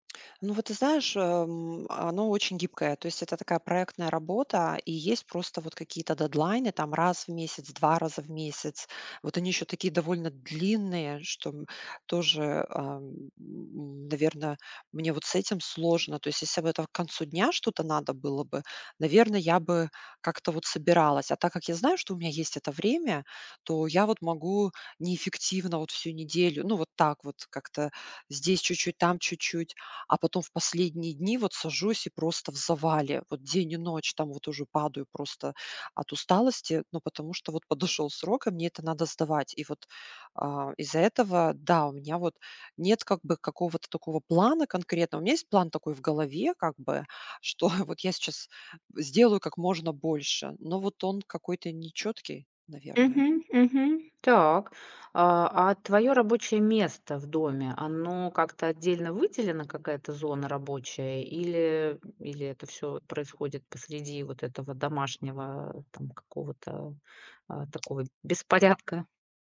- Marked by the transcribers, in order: chuckle; tapping
- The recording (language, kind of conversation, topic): Russian, advice, Почему мне не удаётся придерживаться утренней или рабочей рутины?